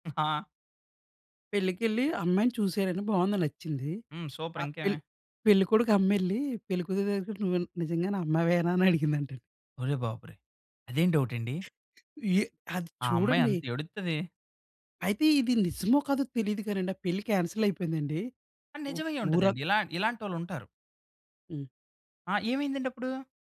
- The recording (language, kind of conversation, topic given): Telugu, podcast, నకిలీ వార్తలు వ్యాపించడానికి ప్రధాన కారణాలు ఏవని మీరు భావిస్తున్నారు?
- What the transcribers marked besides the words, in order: giggle; in English: "సూపర్"; other background noise